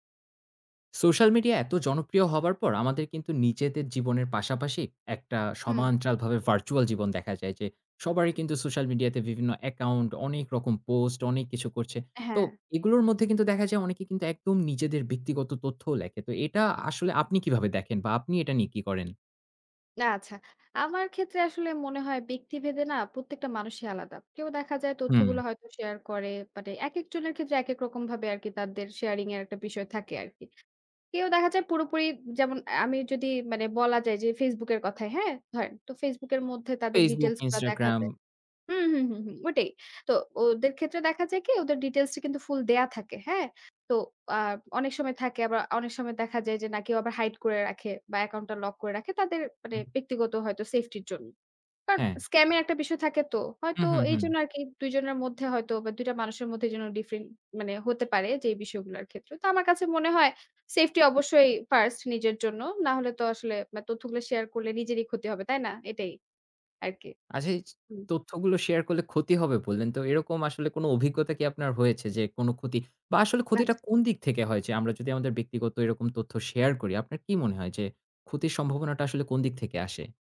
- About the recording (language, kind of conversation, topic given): Bengali, podcast, অনলাইনে ব্যক্তিগত তথ্য শেয়ার করার তোমার সীমা কোথায়?
- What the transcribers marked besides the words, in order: other background noise; horn; "আচ্ছা" said as "নাছ"